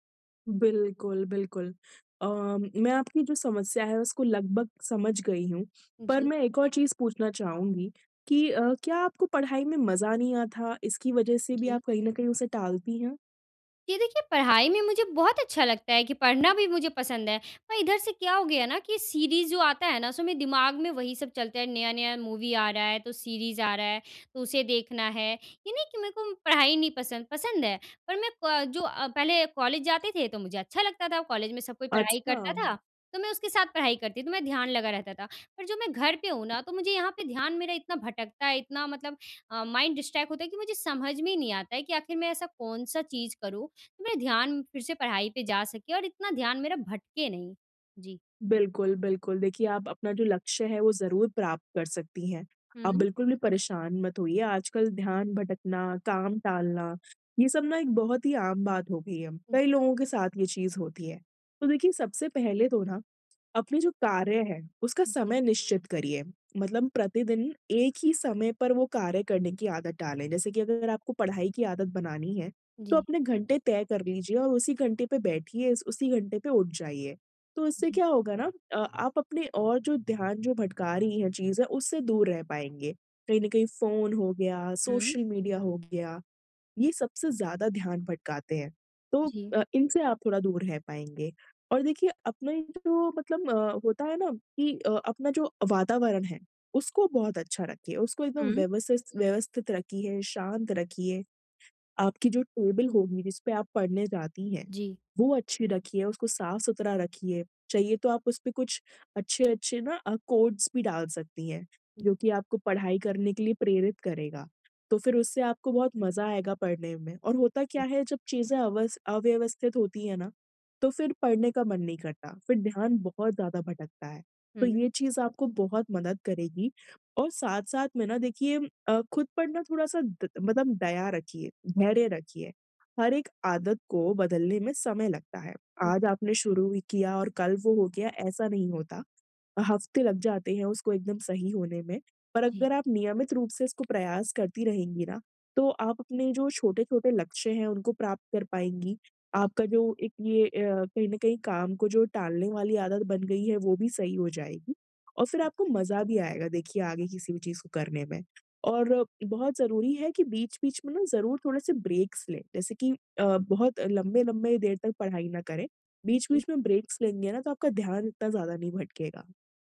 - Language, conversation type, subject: Hindi, advice, मैं ध्यान भटकने और टालमटोल करने की आदत कैसे तोड़ूँ?
- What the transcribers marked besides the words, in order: "आता" said as "आथा"; in English: "सीरीज़"; in English: "मूवी"; in English: "सीरीज़"; in English: "माइंड डिस्ट्रैक्ट"; tapping; in English: "कोट्स"; in English: "ब्रेक्स"; in English: "ब्रेक्स"